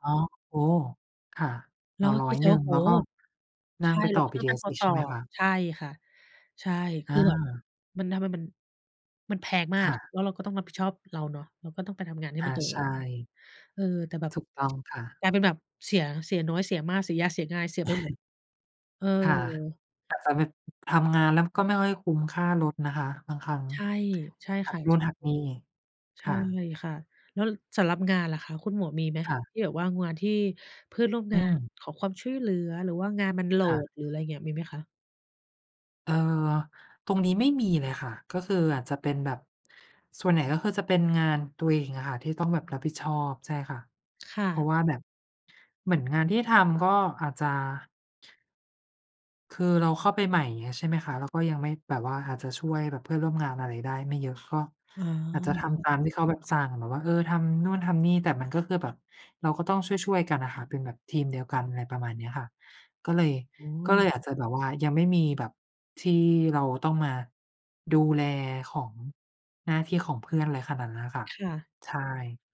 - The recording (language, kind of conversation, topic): Thai, unstructured, คุณเคยรู้สึกท้อแท้กับงานไหม และจัดการกับความรู้สึกนั้นอย่างไร?
- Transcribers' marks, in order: tsk; chuckle; unintelligible speech; other background noise; tapping